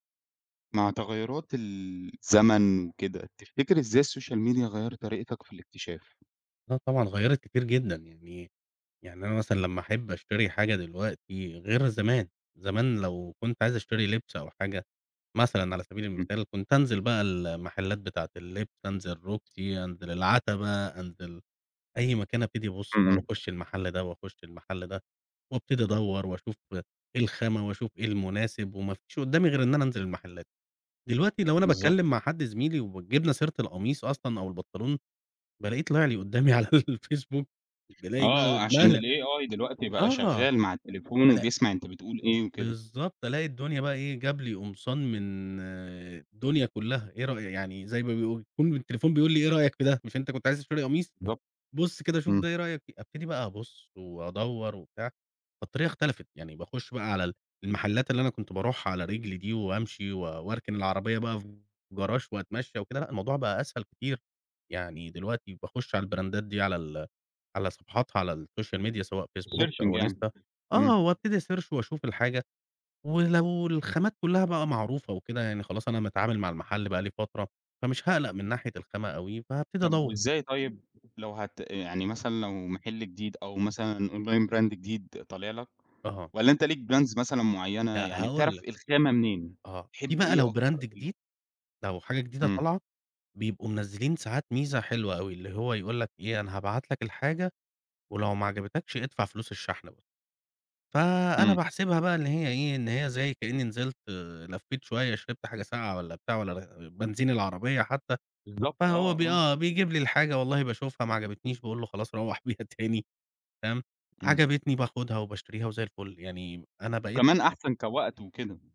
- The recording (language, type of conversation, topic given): Arabic, podcast, إزاي السوشيال ميديا غيّرت طريقتك في اكتشاف حاجات جديدة؟
- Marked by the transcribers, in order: in English: "الsocial media"; laughing while speaking: "على الFacebook"; in English: "الAI"; in English: "الbrandات"; in English: "الSocial Media"; other background noise; in English: "الSearching"; in English: "أسيرش"; in English: "online brand"; in English: "brands"; in English: "brand"; laughing while speaking: "روح بيها تاني"